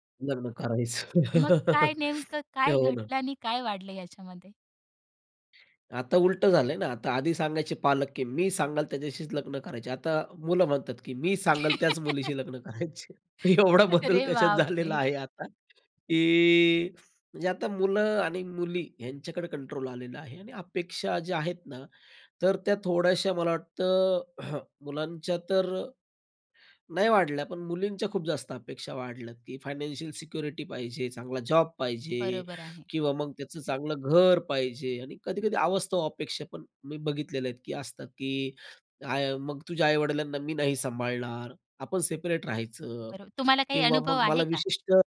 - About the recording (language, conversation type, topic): Marathi, podcast, लग्नाविषयी पिढ्यांमधील अपेक्षा कशा बदलल्या आहेत?
- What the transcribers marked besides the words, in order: laugh; other background noise; laugh; laughing while speaking: "अरे बाप रे!"; tapping; laughing while speaking: "करायचे. एवढा बदल त्याच्यात झालेला आहे आता"; throat clearing; in English: "फायनान्शियल सिक्युरिटी"; in English: "सेपरेट"